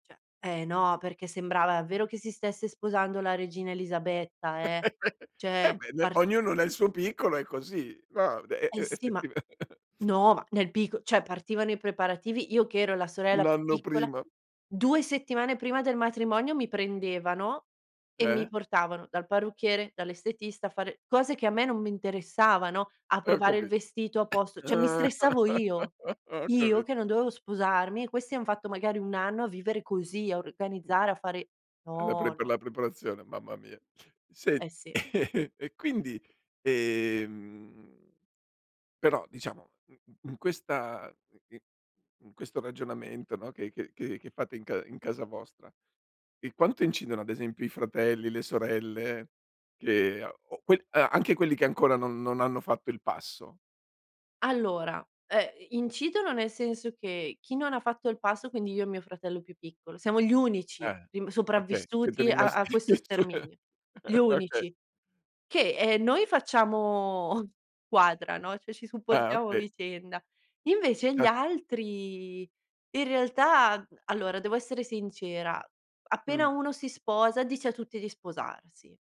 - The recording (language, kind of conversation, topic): Italian, podcast, Come vengono gestite le aspettative su matrimonio e figli nella tua famiglia?
- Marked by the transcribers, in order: "Cioè" said as "ceh"; laugh; laughing while speaking: "effettiva"; laughing while speaking: "Ho capito. Ho capito"; cough; laugh; laugh; laugh; laughing while speaking: "su okay"; chuckle; laughing while speaking: "ci supportiamo a vicenda"